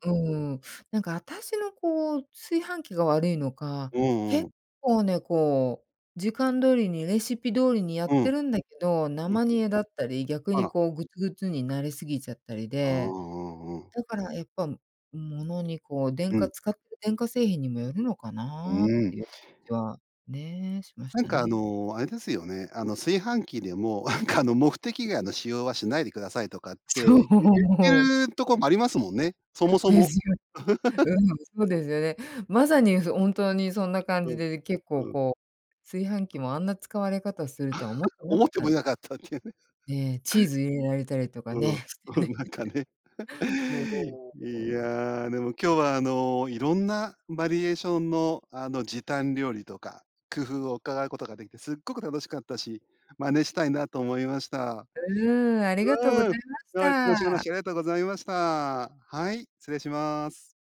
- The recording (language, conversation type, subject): Japanese, podcast, 短時間で作れるご飯、どうしてる？
- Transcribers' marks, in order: laughing while speaking: "なんか"; laughing while speaking: "そう。うん"; chuckle; giggle; giggle; laughing while speaking: "思ってもいなかったっていう。うん、うん、なんかね。いや"; laughing while speaking: "してね"; chuckle